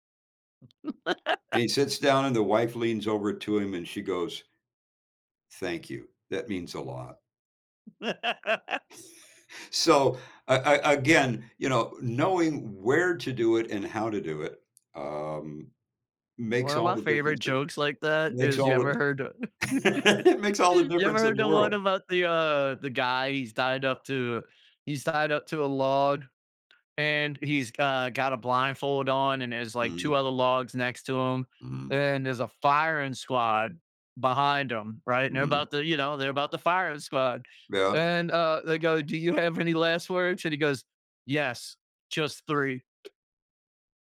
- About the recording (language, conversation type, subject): English, unstructured, How can I use humor to ease tension with someone I love?
- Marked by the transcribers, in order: laugh; other background noise; laugh; laugh; laughing while speaking: "it"; laugh; tapping